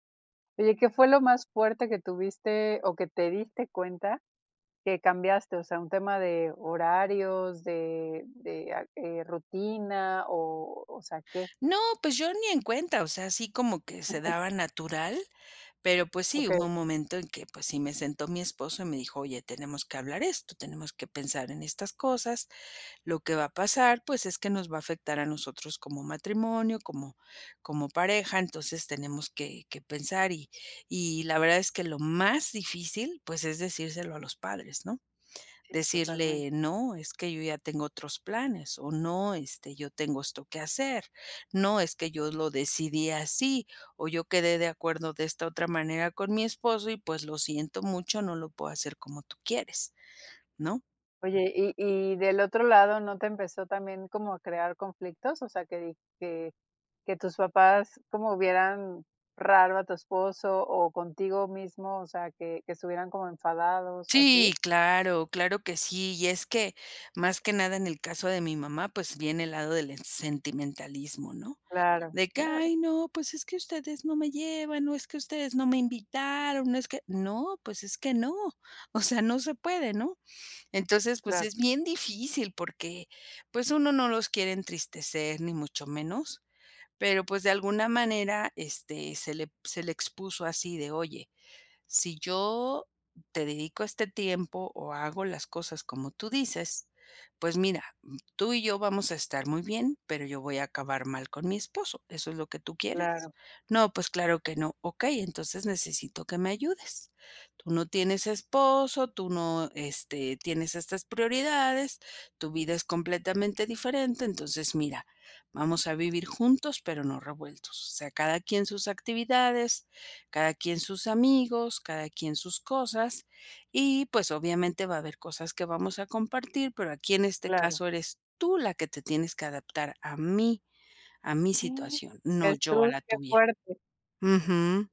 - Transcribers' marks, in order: chuckle; put-on voice: "Ay, no pues, es que … o es que"; other noise; gasp
- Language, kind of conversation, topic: Spanish, podcast, ¿Qué evento te obligó a replantearte tus prioridades?
- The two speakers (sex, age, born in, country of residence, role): female, 40-44, Mexico, Mexico, host; female, 45-49, Mexico, Mexico, guest